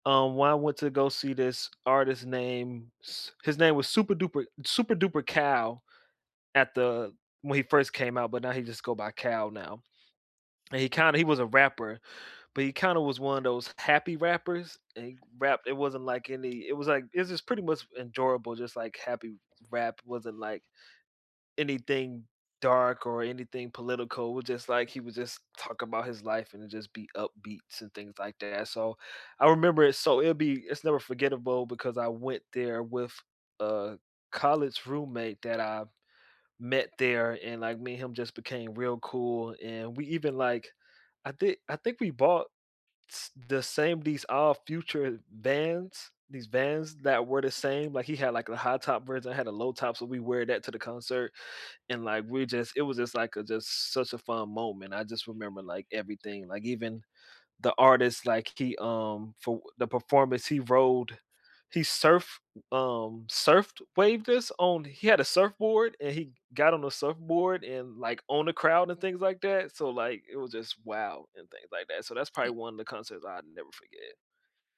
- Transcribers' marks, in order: other background noise; tapping; background speech
- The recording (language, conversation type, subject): English, unstructured, What concert or live performance will you never forget?
- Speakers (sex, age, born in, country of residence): female, 45-49, Germany, United States; male, 30-34, United States, United States